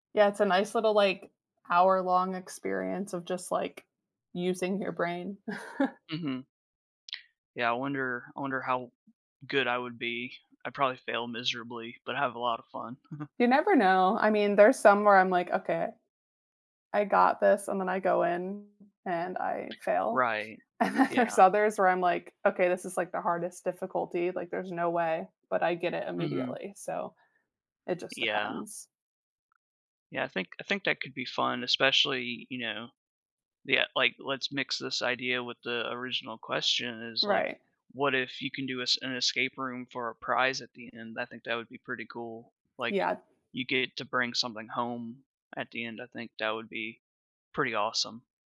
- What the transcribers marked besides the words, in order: chuckle; tapping; chuckle; laughing while speaking: "and then there's"; other background noise
- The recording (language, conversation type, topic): English, unstructured, What would you do if you stumbled upon something that could change your life unexpectedly?